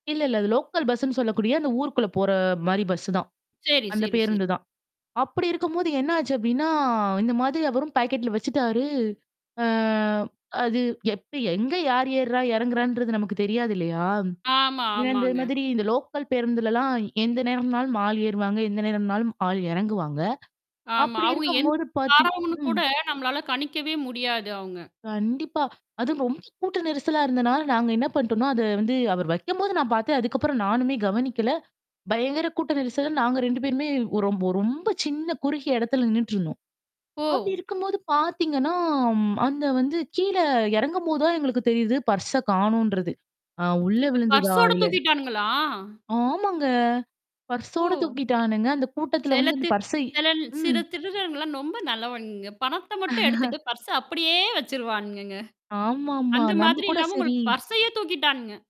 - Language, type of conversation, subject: Tamil, podcast, ஒரு பயணத்தின் போது நீங்கள் பணத்தை இழந்த சம்பவம் நடந்ததா?
- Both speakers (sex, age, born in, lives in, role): female, 25-29, India, India, guest; female, 35-39, India, India, host
- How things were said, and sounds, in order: in English: "லோக்கல்"; tapping; drawn out: "அப்டின்னா"; drawn out: "அ"; in English: "லோக்கல்"; distorted speech; static; mechanical hum; surprised: "அச்சச்சோ! பர்சோட தூக்கிட்டானுங்களா?"; laugh